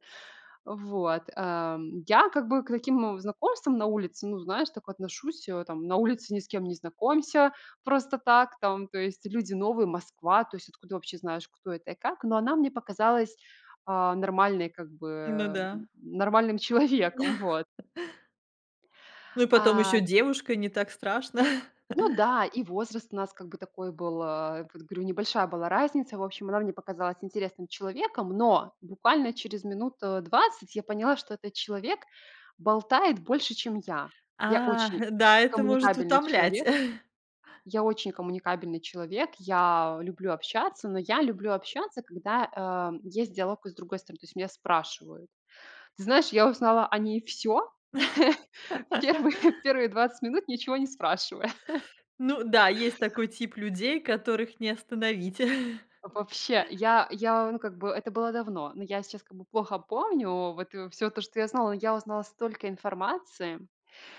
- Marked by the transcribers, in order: laughing while speaking: "человеком"; chuckle; tapping; chuckle; chuckle; laugh; chuckle; laughing while speaking: "в первые"; chuckle; chuckle
- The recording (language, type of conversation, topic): Russian, podcast, Как ты познакомился(ась) с незнакомцем, который помог тебе найти дорогу?